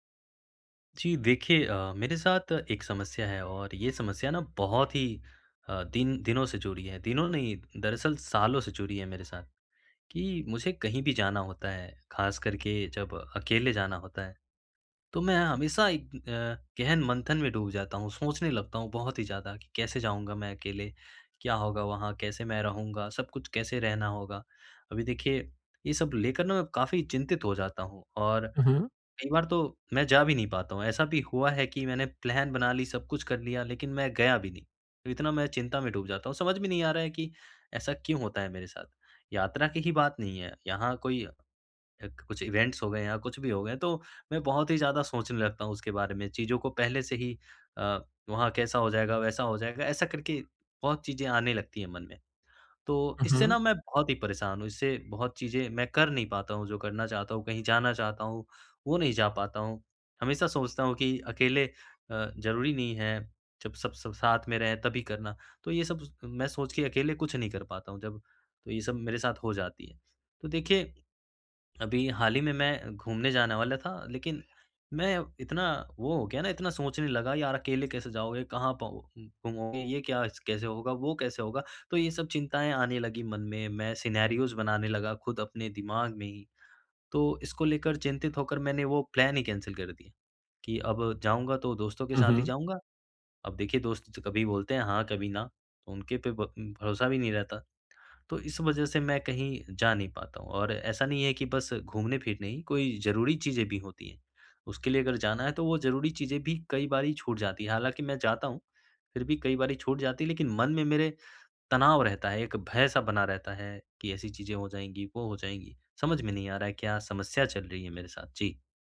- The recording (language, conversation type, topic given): Hindi, advice, यात्रा से पहले तनाव कैसे कम करें और मानसिक रूप से कैसे तैयार रहें?
- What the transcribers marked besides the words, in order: other background noise; in English: "प्लान"; in English: "इवेंट्स"; in English: "सिनेरियोज़"; in English: "प्लान"; in English: "कैंसल"